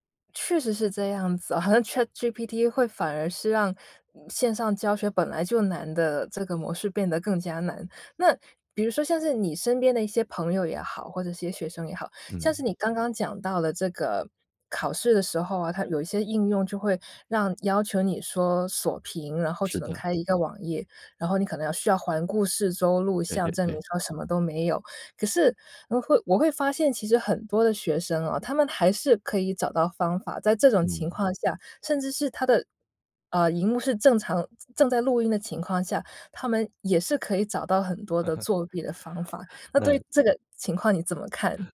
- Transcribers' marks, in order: tapping; laugh
- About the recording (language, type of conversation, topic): Chinese, podcast, 你怎么看现在的线上教学模式？